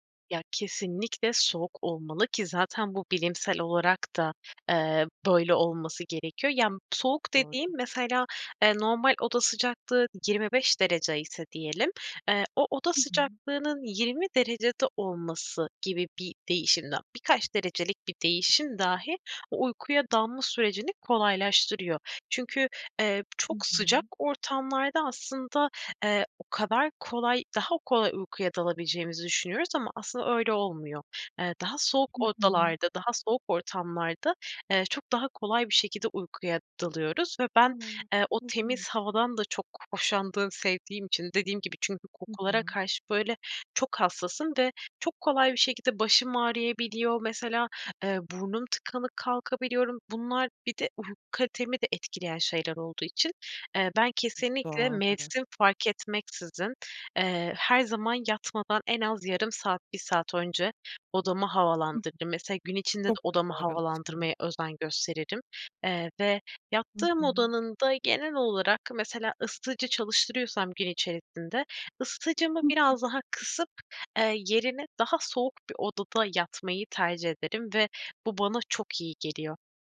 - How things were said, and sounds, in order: tapping; unintelligible speech; other background noise
- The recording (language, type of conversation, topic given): Turkish, podcast, Uyku düzenini iyileştirmek için neler yapıyorsunuz, tavsiye verebilir misiniz?